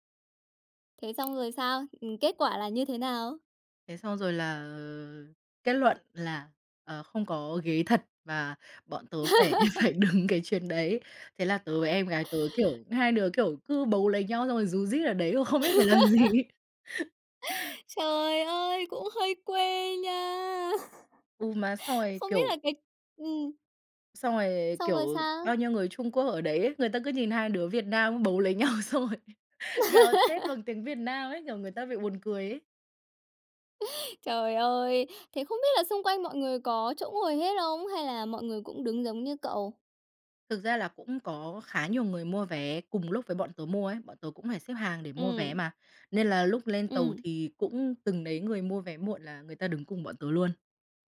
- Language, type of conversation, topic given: Vietnamese, podcast, Bạn có thể kể về một sai lầm khi đi du lịch và bài học bạn rút ra từ đó không?
- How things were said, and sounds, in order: tapping; laughing while speaking: "phải đứng"; laugh; laugh; laughing while speaking: "làm gì ấy"; laugh; laughing while speaking: "nhau, xong rồi"; laugh; laugh